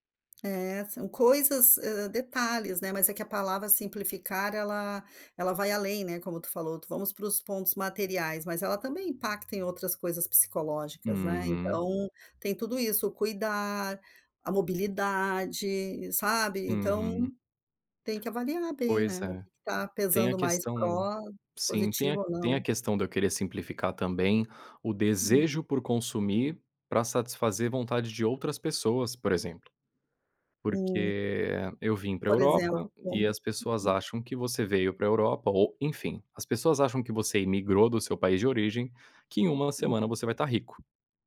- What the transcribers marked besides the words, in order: tapping
- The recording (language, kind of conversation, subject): Portuguese, advice, Como você pode simplificar a vida e reduzir seus bens materiais?